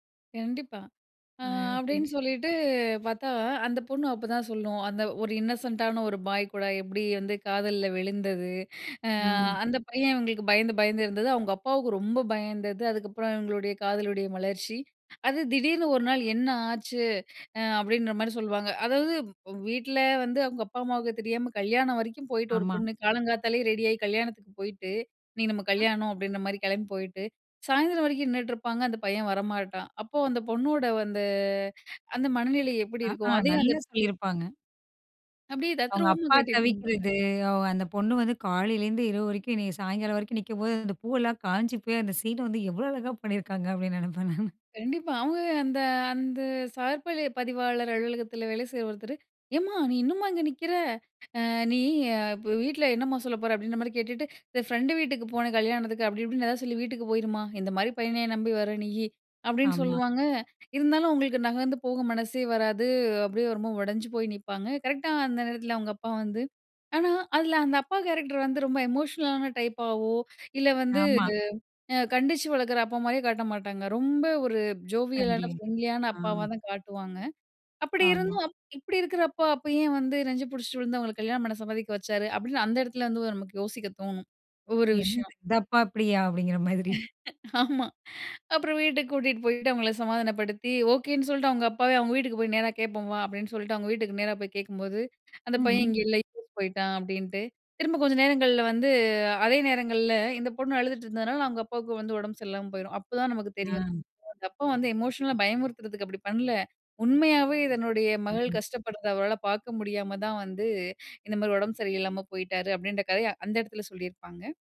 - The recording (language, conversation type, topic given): Tamil, podcast, உங்களுக்கு பிடித்த ஒரு திரைப்படப் பார்வை அனுபவத்தைப் பகிர முடியுமா?
- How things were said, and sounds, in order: in English: "இன்னசென்ட்டான"; laughing while speaking: "அப்பிடீன்னு நினைப்பேன் நானு"; in English: "எமோஷனலான"; in English: "ஜோவியலான, ஃப்ரெண்ட்லியான"; unintelligible speech; laugh; in English: "எமோஷனலா"